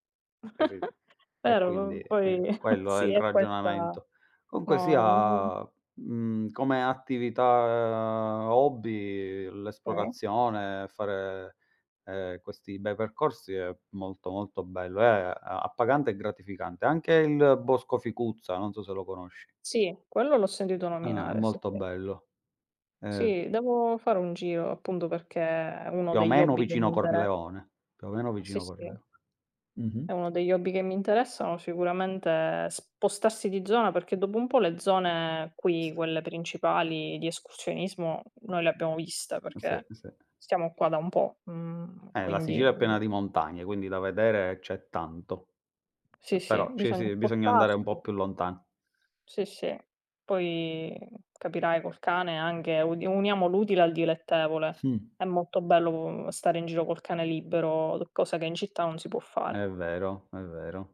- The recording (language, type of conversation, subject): Italian, unstructured, Come ti piace trascorrere il tempo libero?
- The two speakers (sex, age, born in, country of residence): female, 30-34, Italy, Italy; male, 35-39, Italy, Italy
- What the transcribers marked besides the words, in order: chuckle; "Comunque" said as "cunque"; drawn out: "attività"; other background noise; "Sicilia" said as "Sicila"; tapping; "spostarsi" said as "pottarsi"